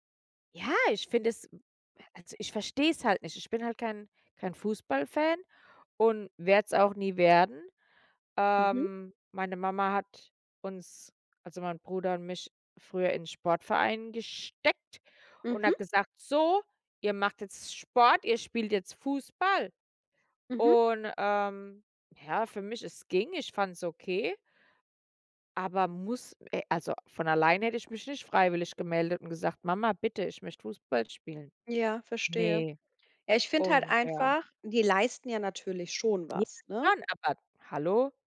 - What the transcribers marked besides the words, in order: none
- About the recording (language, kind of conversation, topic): German, unstructured, Ist es gerecht, dass Profisportler so hohe Gehälter bekommen?